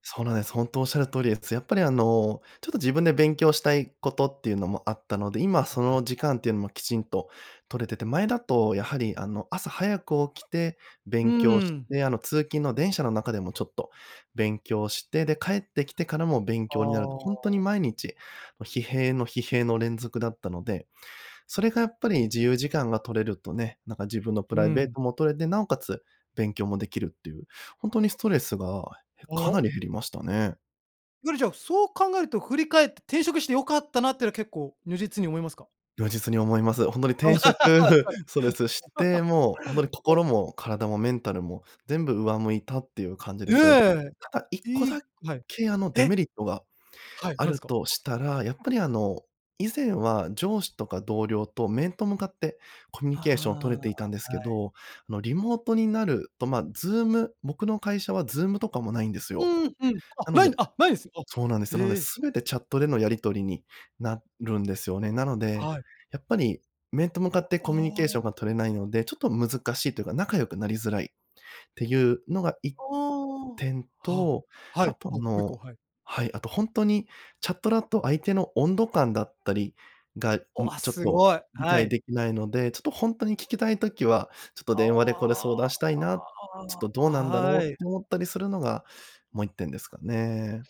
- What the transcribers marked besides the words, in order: laugh; laughing while speaking: "そうです そうです。そう"; laugh; unintelligible speech; drawn out: "ああ"
- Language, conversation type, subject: Japanese, podcast, 転職を考えるとき、何が決め手になりますか？